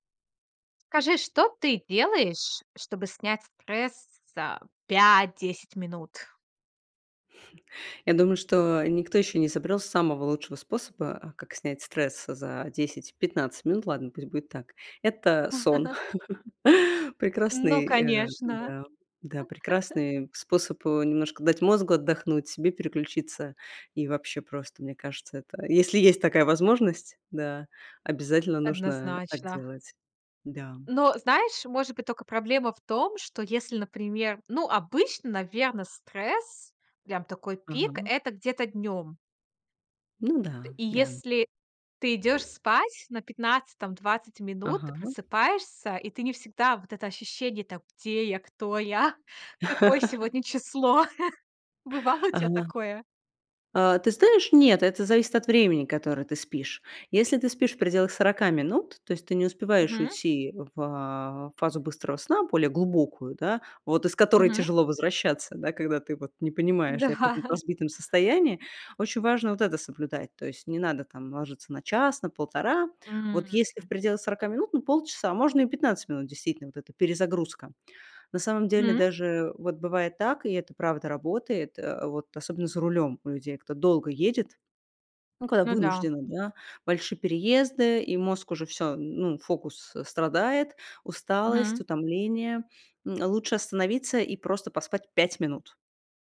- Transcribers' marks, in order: chuckle; chuckle; laugh; laugh; other background noise; tapping; laugh; laughing while speaking: "я"; chuckle; laughing while speaking: "Бывало"; laughing while speaking: "Да"
- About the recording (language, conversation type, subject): Russian, podcast, Что вы делаете, чтобы снять стресс за 5–10 минут?